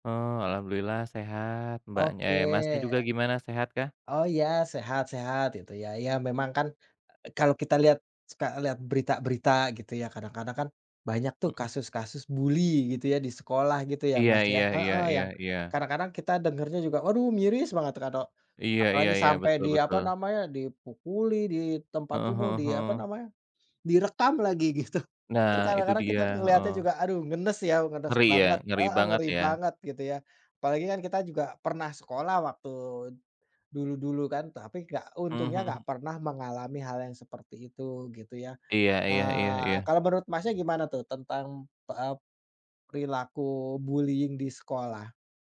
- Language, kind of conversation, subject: Indonesian, unstructured, Bagaimana menurutmu dampak perundungan di lingkungan sekolah?
- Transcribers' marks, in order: "kalau" said as "kato"; laughing while speaking: "gitu"; in English: "bullying"